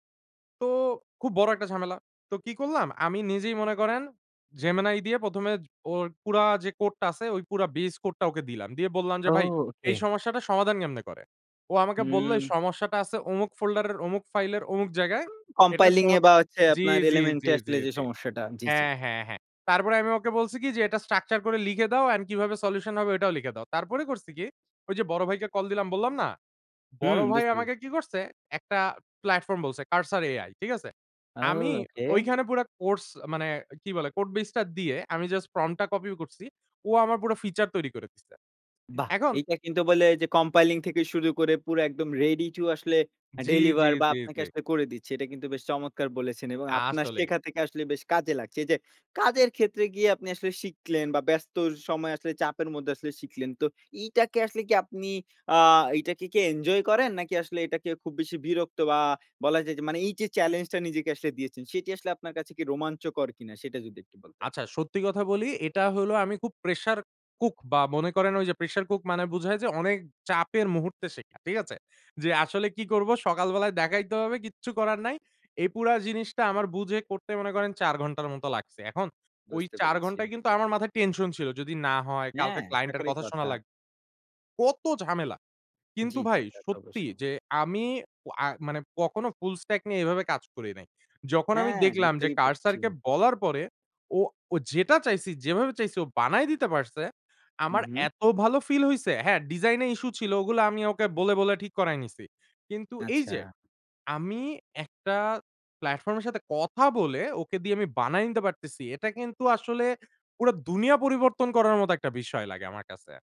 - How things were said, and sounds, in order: drawn out: "ও"; other noise; in English: "কম্পাইলিং"; in English: "কম্পাইলিং"; stressed: "প্রেশার কুক"; in English: "ফুল স্ট্যাক"; other background noise
- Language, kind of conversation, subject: Bengali, podcast, ব্যস্ত জীবনে আপনি শেখার জন্য সময় কীভাবে বের করেন?